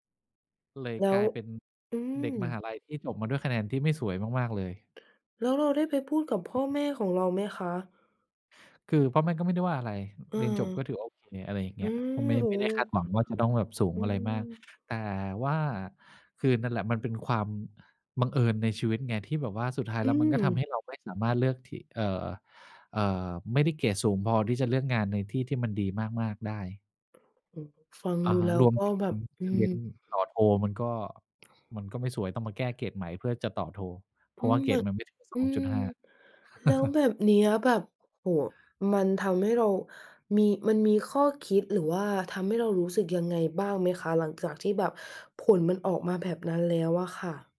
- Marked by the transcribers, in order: tapping; other noise; other background noise; chuckle
- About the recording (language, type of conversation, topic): Thai, podcast, คุณเคยเจอเหตุการณ์บังเอิญที่เปลี่ยนเส้นทางชีวิตไหม?